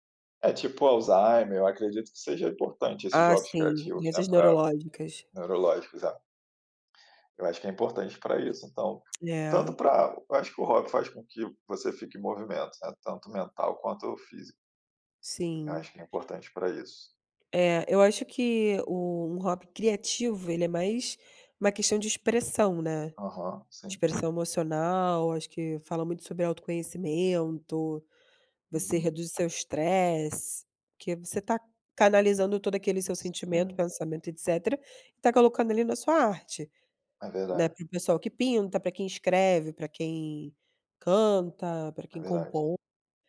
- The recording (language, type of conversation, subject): Portuguese, unstructured, O que você considera ao escolher um novo hobby?
- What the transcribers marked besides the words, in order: none